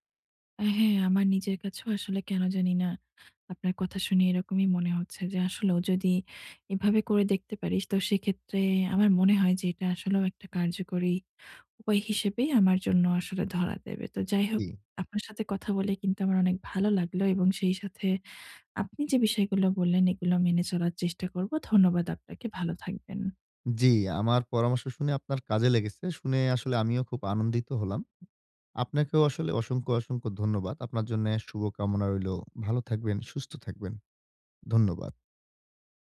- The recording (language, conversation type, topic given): Bengali, advice, অন্যদের সঙ্গে নিজেকে তুলনা না করে আমি কীভাবে আত্মসম্মান বজায় রাখতে পারি?
- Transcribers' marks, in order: tapping